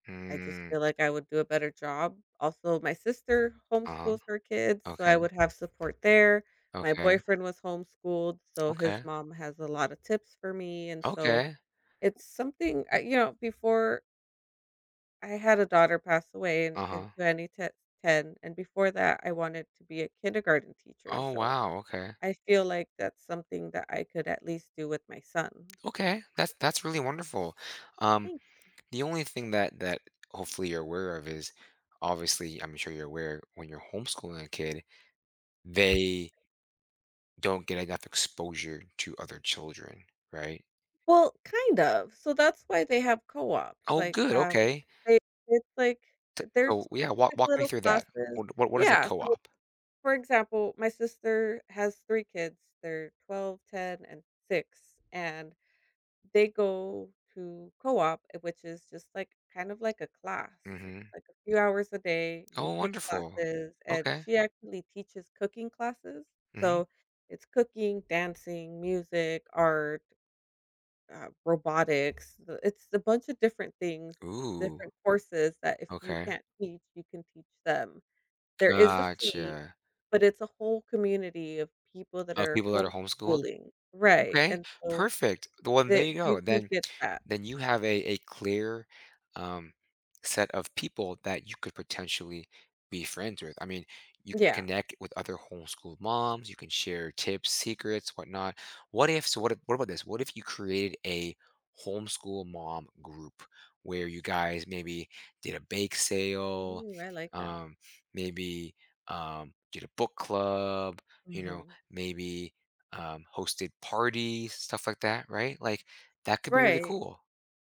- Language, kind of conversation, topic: English, advice, How can I rebuild trust with someone close to me?
- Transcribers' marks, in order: tapping; other background noise; unintelligible speech; drawn out: "Gotcha"